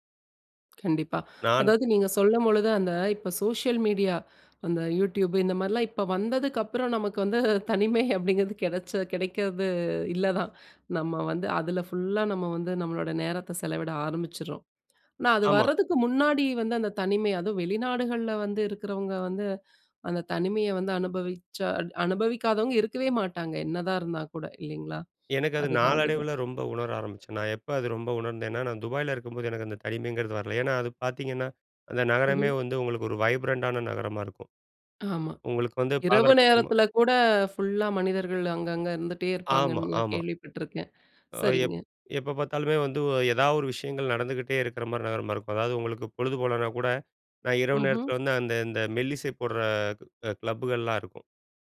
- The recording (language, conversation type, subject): Tamil, podcast, தனிமை வந்தபோது நீங்கள் எப்போது தீர்வைத் தேடத் தொடங்குகிறீர்கள்?
- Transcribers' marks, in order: chuckle; in English: "வைப்ரண்டான"